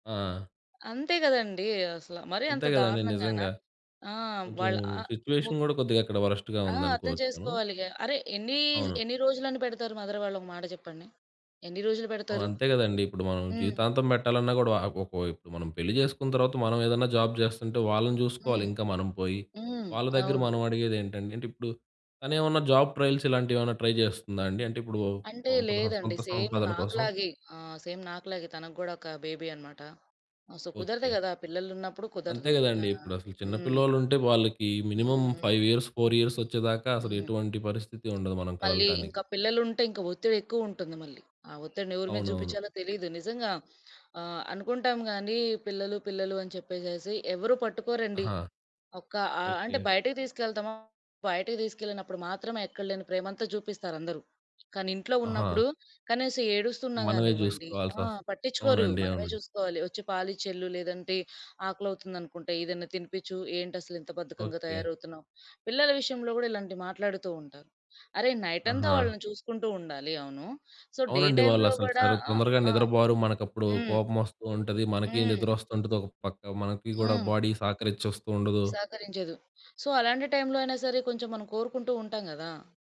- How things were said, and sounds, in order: in English: "సిట్యుయేషన్"; in English: "వరెస్ట్‌గా"; in English: "మదర్"; in English: "జాబ్"; in English: "జాబ్ ట్రయల్స్"; in English: "ట్రై"; in English: "సేమ్"; in English: "సేమ్"; in English: "బేబీ"; in English: "సో"; in English: "మినిమమ్ ఫైవ్ ఇయర్స్, ఫోర్ ఇయర్స్"; tapping; in English: "సో డే టైమ్‌లో"; in English: "బాడీ"; in English: "సో"
- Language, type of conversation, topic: Telugu, podcast, కోపం వచ్చినప్పుడు మీరు ఎలా నియంత్రించుకుంటారు?